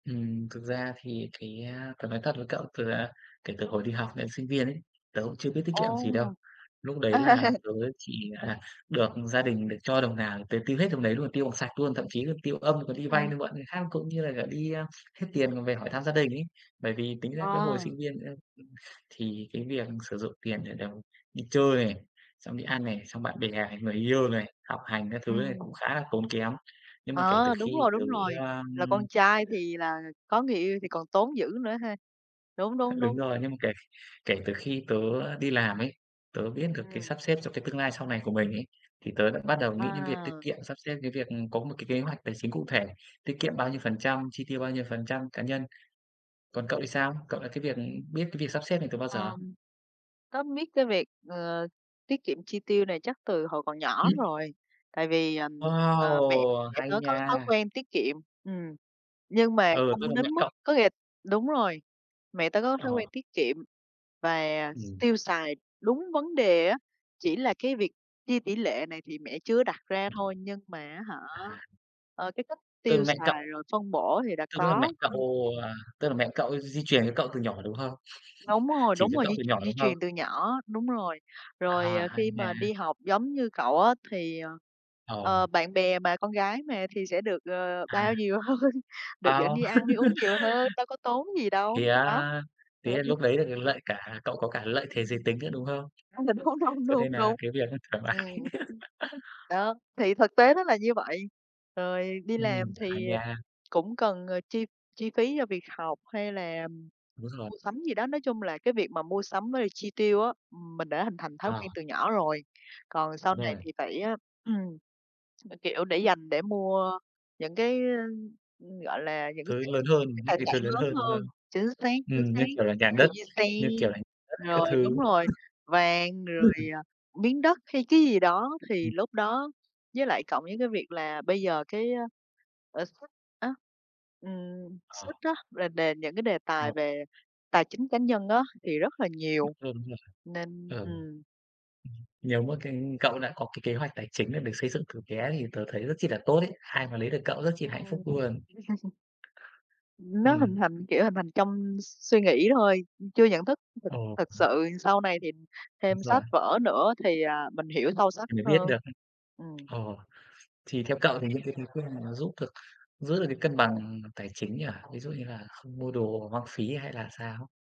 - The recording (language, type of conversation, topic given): Vietnamese, unstructured, Làm thế nào để cân bằng giữa việc tiết kiệm và chi tiêu?
- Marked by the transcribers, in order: laugh; other background noise; throat clearing; drawn out: "Wow"; tapping; chuckle; laughing while speaking: "hơn"; laugh; laughing while speaking: "Trong tình huống hông"; laughing while speaking: "mái"; laugh; throat clearing; unintelligible speech; chuckle